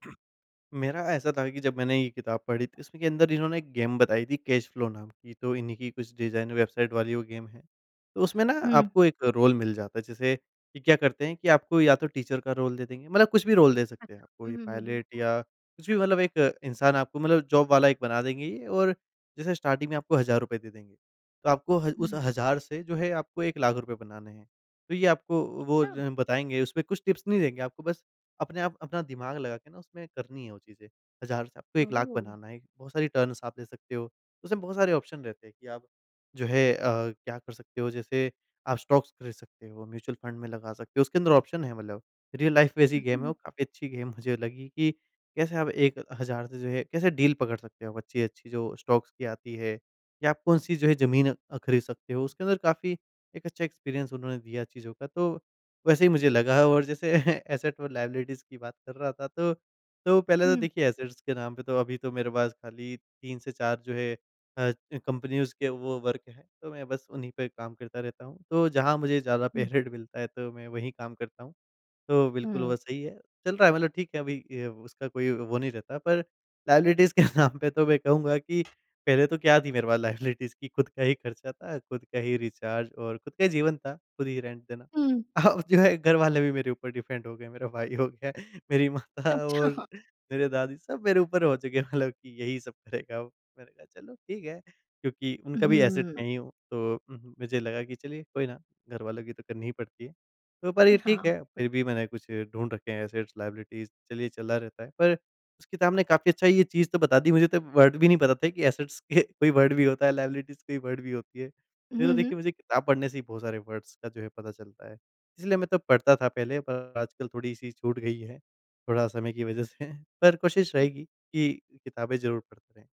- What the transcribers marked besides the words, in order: other background noise; in English: "कैश फ्लो"; in English: "डिज़ाइन"; in English: "रोल"; in English: "टीचर"; in English: "रोल"; in English: "रोल"; in English: "जॉब"; in English: "स्टार्टिंग"; in English: "टिप्स"; in English: "टर्न्स"; in English: "ऑप्शन"; in English: "स्टॉक्स"; in English: "म्यूच्यूअल फंड"; in English: "ऑप्शन"; in English: "रियल लाइफ़ बेस"; in English: "डील"; in English: "स्टॉक्स"; in English: "एक्सपीरियंस"; chuckle; in English: "एसेट"; in English: "लायबिलिटीज़"; in English: "एसेट्स"; in English: "कंपनीज़"; in English: "वर्क"; in English: "पे रेट"; in English: "लायबिलिटीज़"; laughing while speaking: "के नाम"; in English: "लायबिलिटीज़"; in English: "रिचार्ज"; in English: "रेंट"; laughing while speaking: "अब जो है"; in English: "डिपेंड"; laughing while speaking: "मेरा भाई हो गया, मेरी … चलो ठीक है"; in English: "एसेट"; in English: "एसेट्स लायबिलिटीज़"; in English: "वर्ड"; in English: "असेट्स"; in English: "वर्ड"; in English: "लायबिलिटीज़"; in English: "वर्ड"; in English: "वर्ड्स"
- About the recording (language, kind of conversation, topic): Hindi, podcast, क्या किसी किताब ने आपका नज़रिया बदल दिया?